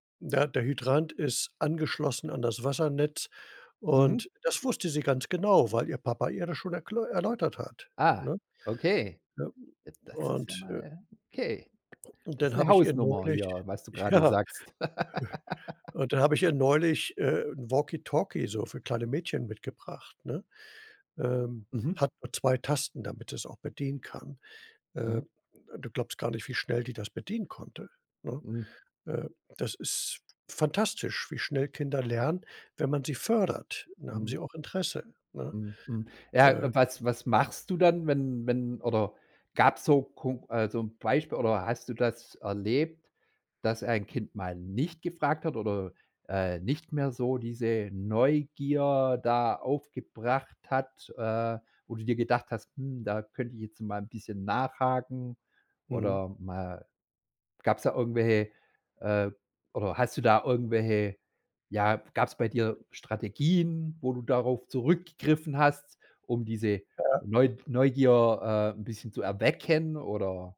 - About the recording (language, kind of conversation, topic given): German, podcast, Wie kann man die Neugier von Kindern am besten fördern?
- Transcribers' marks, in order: laugh; stressed: "fördert"; stressed: "nicht"